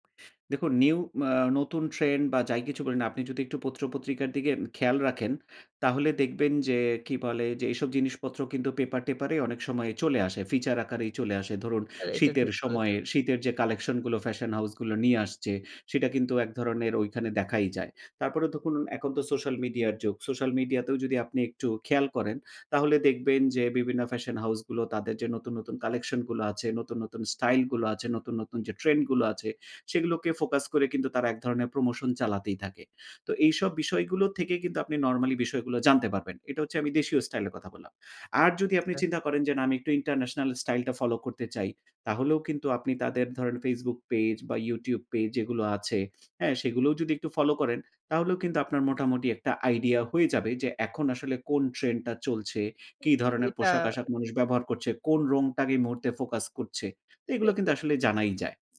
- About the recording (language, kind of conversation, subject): Bengali, podcast, আপনি আপনার নিজের স্টাইল কীভাবে বর্ণনা করবেন?
- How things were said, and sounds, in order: lip smack; other background noise; "দেখুন" said as "দখুন"